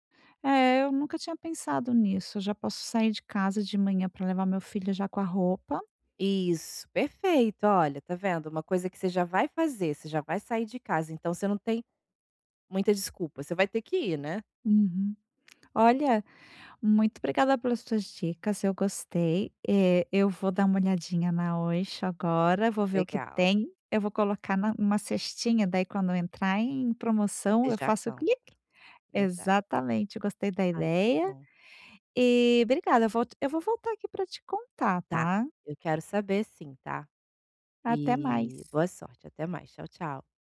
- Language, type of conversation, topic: Portuguese, advice, Como manter uma rotina de treino sem perder a consistência?
- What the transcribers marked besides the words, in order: tapping; other background noise; put-on voice: "click"; in English: "click"